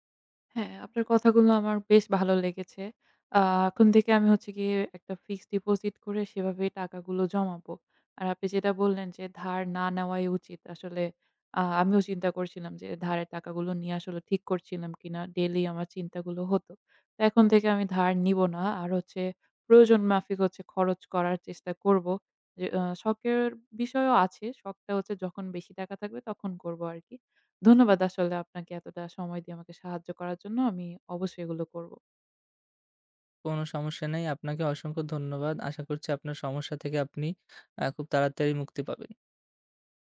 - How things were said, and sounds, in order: tapping
- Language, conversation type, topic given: Bengali, advice, হঠাৎ জরুরি খরচে সঞ্চয় একবারেই শেষ হয়ে গেল